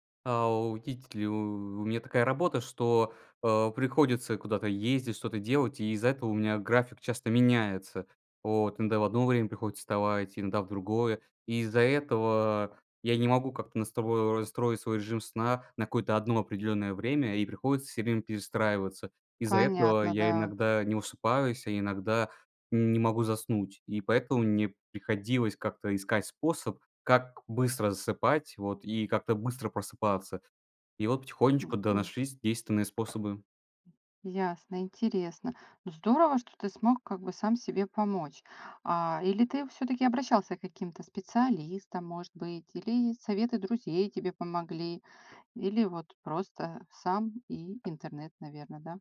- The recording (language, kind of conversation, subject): Russian, podcast, Что помогает тебе быстро и спокойно заснуть ночью?
- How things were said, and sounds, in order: other background noise; tapping